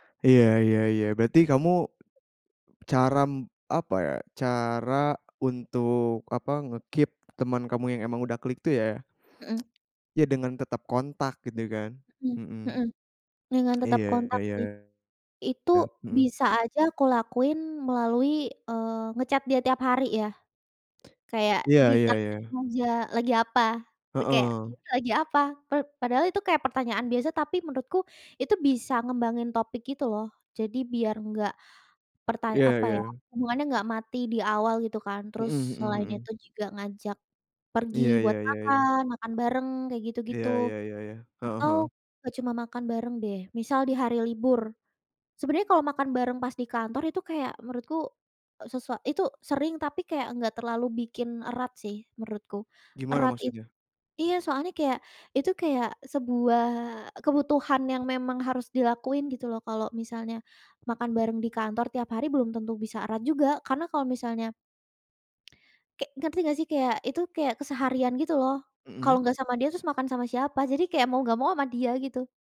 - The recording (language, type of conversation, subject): Indonesian, podcast, Bagaimana cara kamu menemukan orang yang benar-benar cocok denganmu?
- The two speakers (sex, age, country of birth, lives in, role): female, 20-24, Indonesia, Indonesia, guest; male, 20-24, Indonesia, Indonesia, host
- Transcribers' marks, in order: tapping; in English: "nge-keep"; tsk; other background noise; in English: "nge-chat"